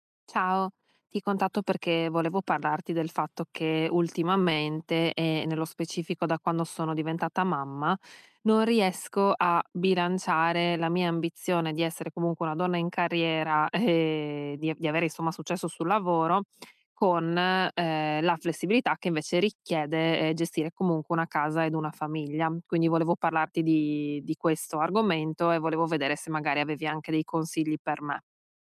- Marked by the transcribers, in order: laughing while speaking: "ehm"
- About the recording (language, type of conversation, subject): Italian, advice, Come posso bilanciare la mia ambizione con la necessità di essere flessibile nei miei obiettivi?